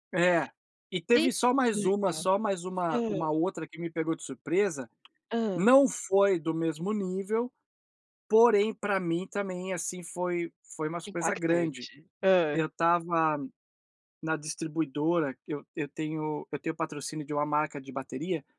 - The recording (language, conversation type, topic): Portuguese, unstructured, Qual foi a coisa mais inesperada que aconteceu na sua carreira?
- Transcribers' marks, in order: tapping